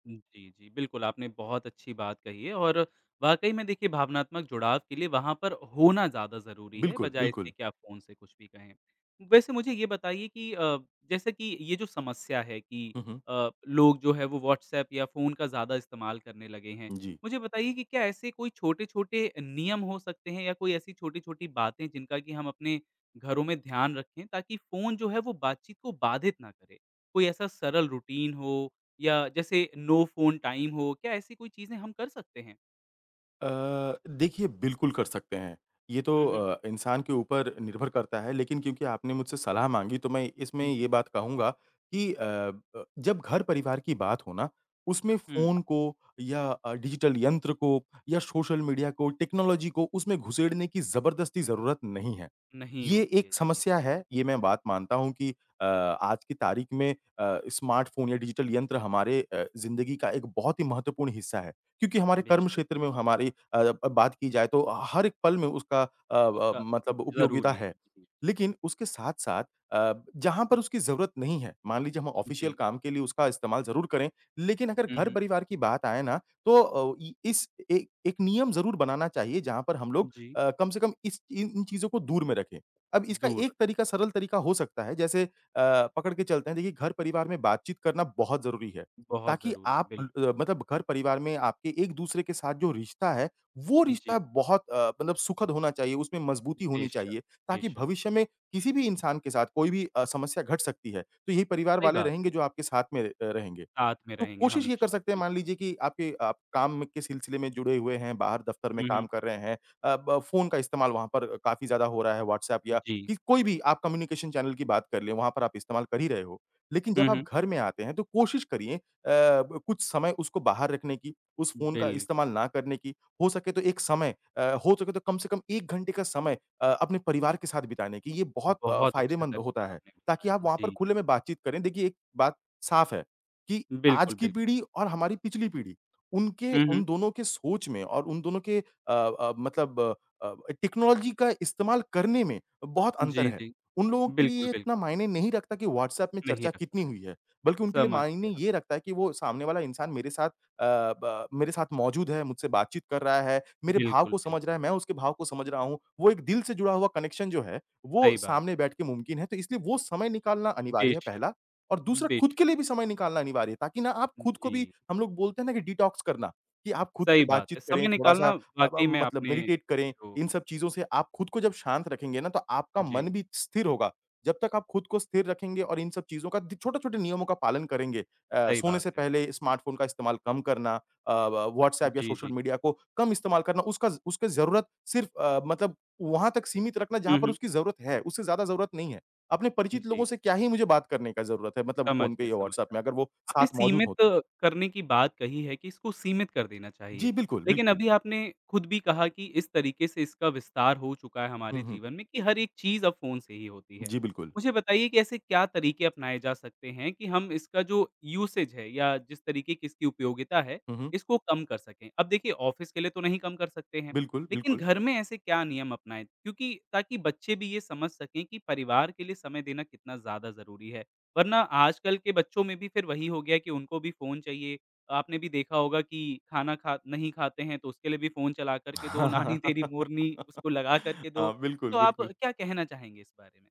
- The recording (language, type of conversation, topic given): Hindi, podcast, फ़ोन और सामाजिक मीडिया के कारण प्रभावित हुई पारिवारिक बातचीत को हम कैसे बेहतर बना सकते हैं?
- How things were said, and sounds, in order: tapping; in English: "रूटीन"; in English: "नो"; in English: "टाइम"; in English: "डिजिटल"; in English: "टेक्नोलॉज़ी"; in English: "डिजिटल"; in English: "ऑफ़िशियल"; in English: "कम्युनिकेशन चैनल"; in English: "टेक्नोलॉज़ी"; in English: "कनेक्शन"; in English: "डिटॉक्स"; other background noise; in English: "मेडिटेट"; in English: "यूसेज़"; in English: "ऑफ़िस"; chuckle; laughing while speaking: "हाँ"; laughing while speaking: "नानी"